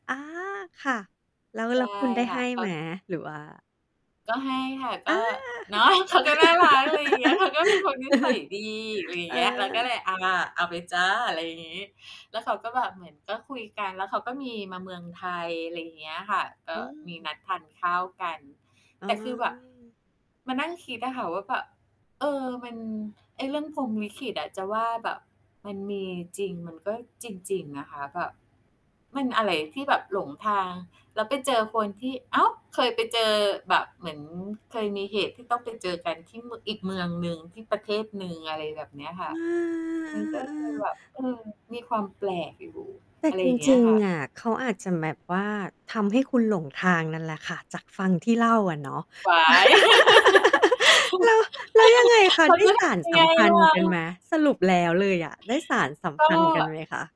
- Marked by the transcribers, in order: mechanical hum; laugh; distorted speech; laugh
- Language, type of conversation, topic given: Thai, podcast, คุณเคยหลงทางแล้วเจอเรื่องอะไรที่คาดไม่ถึงไหม?